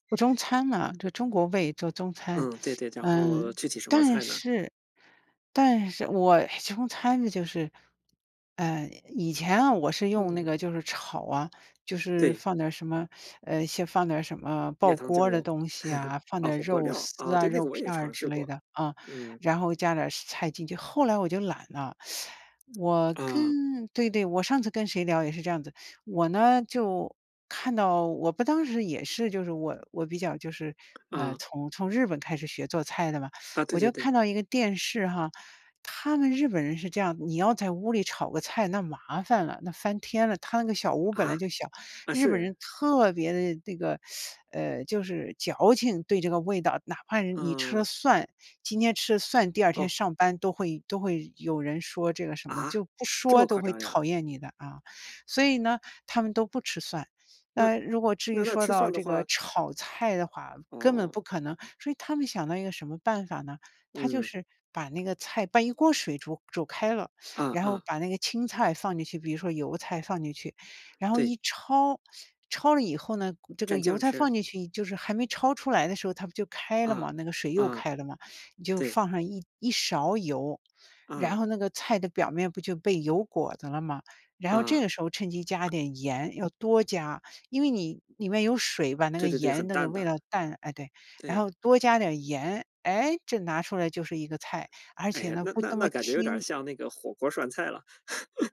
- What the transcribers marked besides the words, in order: teeth sucking; tapping; teeth sucking; "盐" said as "业"; chuckle; teeth sucking; teeth sucking; teeth sucking; surprised: "啊？"; laugh
- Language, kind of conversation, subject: Chinese, unstructured, 你最喜欢的家常菜是什么？